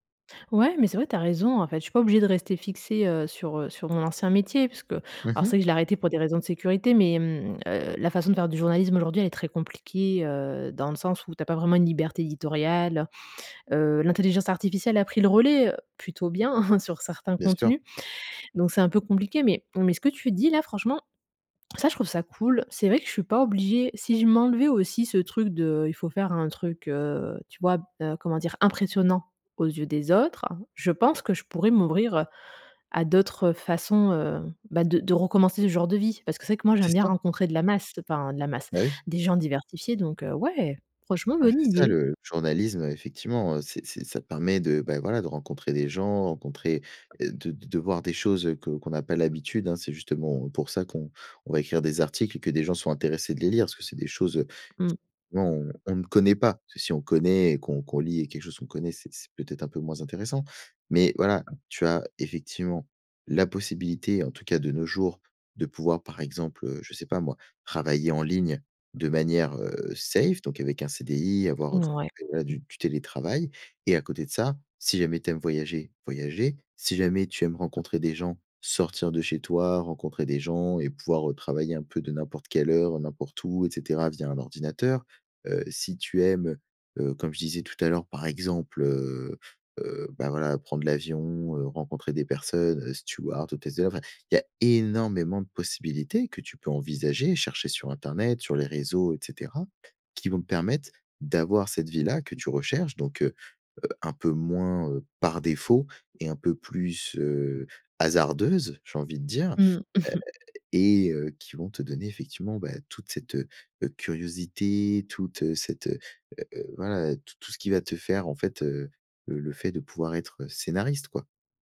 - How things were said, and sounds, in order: laughing while speaking: "bien"; stressed: "ouais"; tapping; other background noise; put-on voice: "safe"; unintelligible speech; laughing while speaking: "mmh"
- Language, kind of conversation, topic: French, advice, Comment surmonter la peur de vivre une vie par défaut sans projet significatif ?